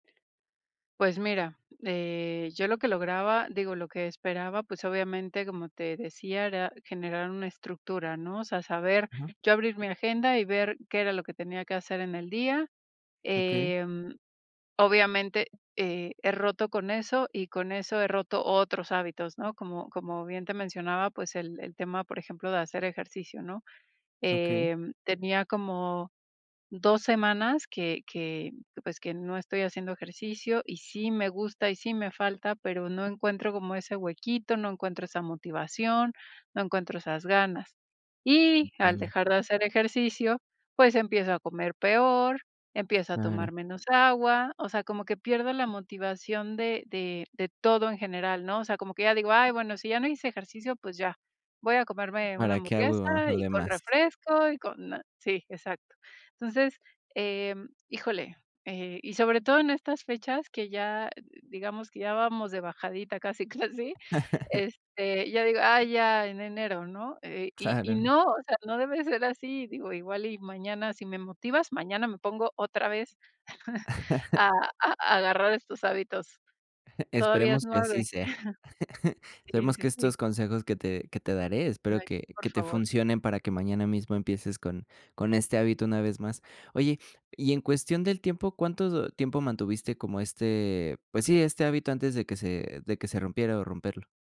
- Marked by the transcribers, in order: drawn out: "em"; stressed: "Y"; chuckle; laughing while speaking: "casi"; laughing while speaking: "Claro"; chuckle; chuckle
- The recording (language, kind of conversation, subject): Spanish, advice, ¿Cómo puedo recuperar la motivación después de romper un hábito?